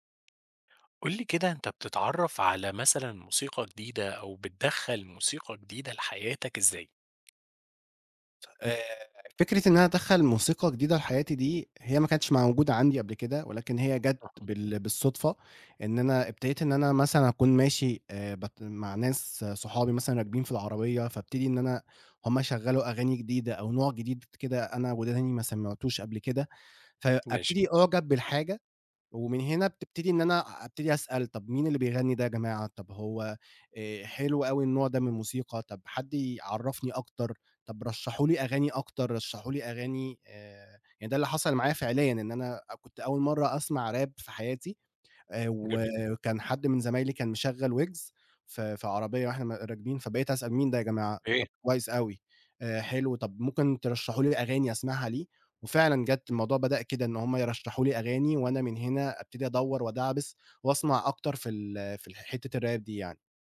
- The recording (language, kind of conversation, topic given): Arabic, podcast, إزاي بتكتشف موسيقى جديدة عادة؟
- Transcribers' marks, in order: tapping; in English: "Rap"; in English: "الRap"